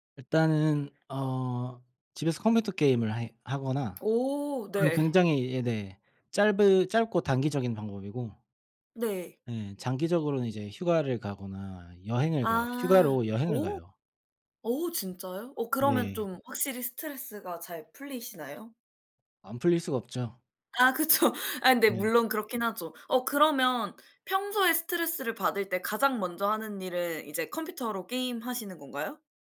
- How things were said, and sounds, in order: tapping; laughing while speaking: "그쵸"
- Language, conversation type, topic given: Korean, unstructured, 직장에서 스트레스를 어떻게 관리하시나요?